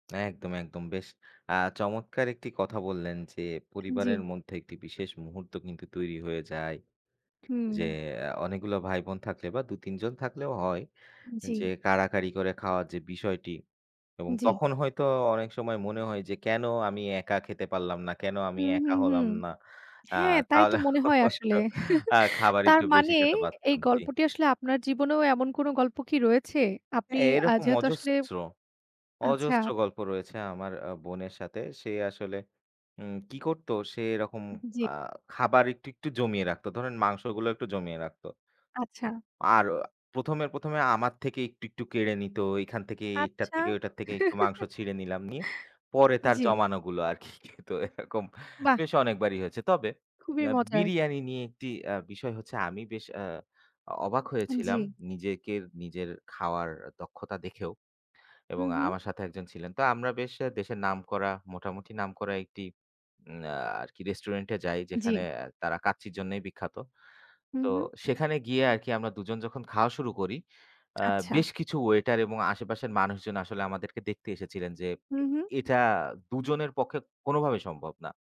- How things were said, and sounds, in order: tapping; laughing while speaking: "আ তাহলে হয়তো আ খাবার একটু বেশি খেতে পারতাম"; chuckle; chuckle; other noise; laughing while speaking: "আরকি খেত। এরকম"; "নিজের" said as "নিজেকের"
- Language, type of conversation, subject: Bengali, unstructured, আপনার প্রিয় রান্না করা খাবার কোনটি?